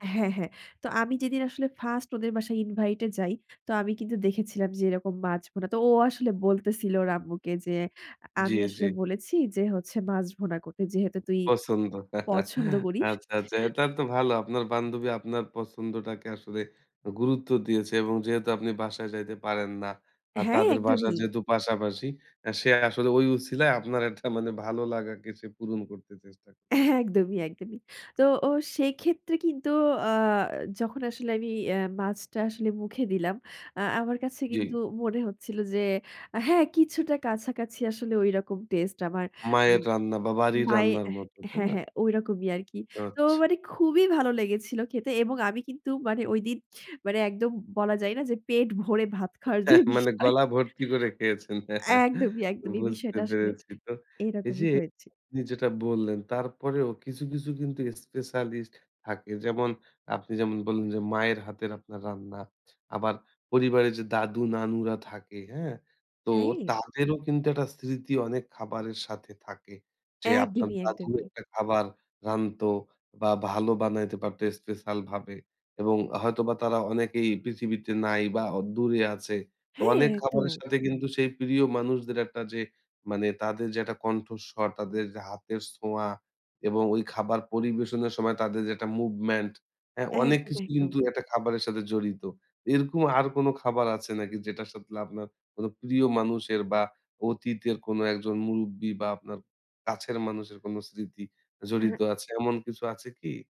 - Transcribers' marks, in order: chuckle; laughing while speaking: "একটা মানে ভালো লাগাকে সে পূরণ করতে চেষ্টা করেছে"; chuckle; tapping
- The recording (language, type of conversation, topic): Bengali, podcast, কোন খাবার তোমাকে একদম বাড়ির কথা মনে করিয়ে দেয়?
- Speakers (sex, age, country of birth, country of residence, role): female, 45-49, Bangladesh, Bangladesh, guest; male, 30-34, Bangladesh, Bangladesh, host